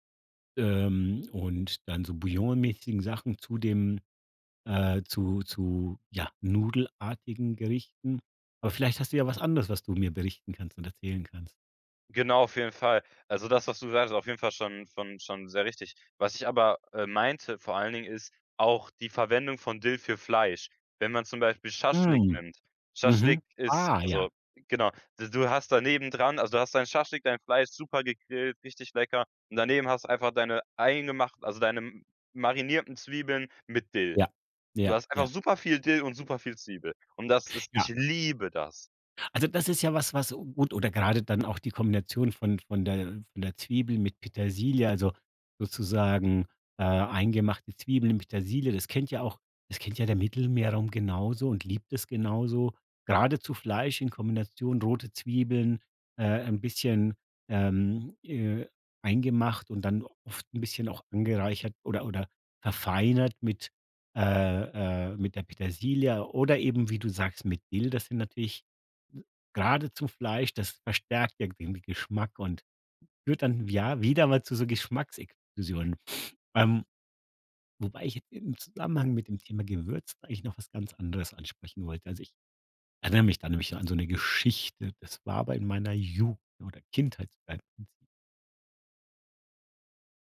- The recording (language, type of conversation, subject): German, podcast, Welche Gewürze bringen dich echt zum Staunen?
- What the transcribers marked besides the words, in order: stressed: "liebe"